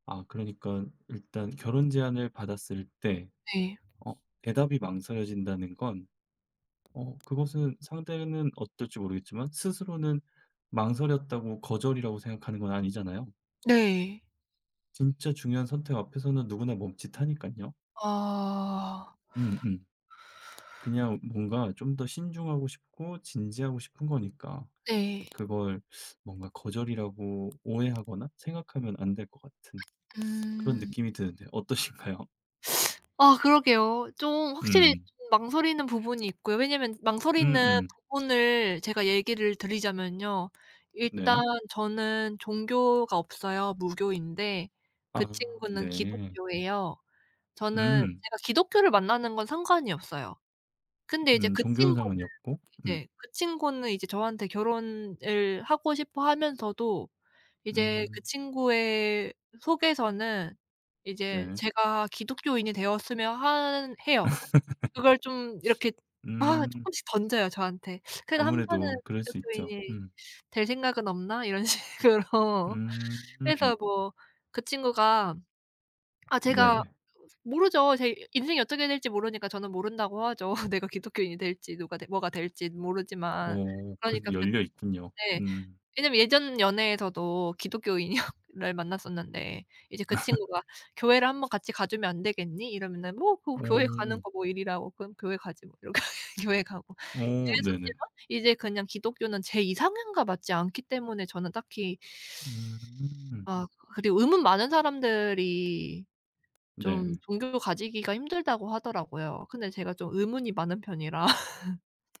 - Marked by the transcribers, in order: other background noise; tapping; teeth sucking; laughing while speaking: "어떠신가요?"; laugh; laughing while speaking: "식으로"; laugh; laughing while speaking: "기독교인이여"; laugh; laughing while speaking: "이렇게"; teeth sucking; laughing while speaking: "편이라"
- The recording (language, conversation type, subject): Korean, advice, 결혼 제안을 수락할지 망설이는 상황에서 어떻게 결정해야 할까요?